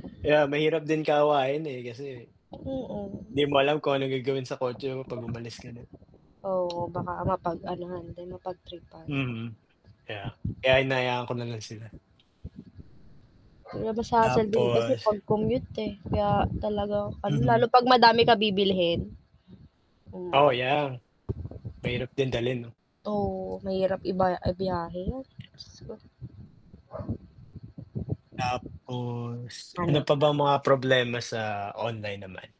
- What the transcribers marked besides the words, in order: mechanical hum; fan; other background noise; dog barking; tapping; distorted speech
- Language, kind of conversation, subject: Filipino, unstructured, Ano ang mas pinapaboran mo: mamili sa mall o sa internet?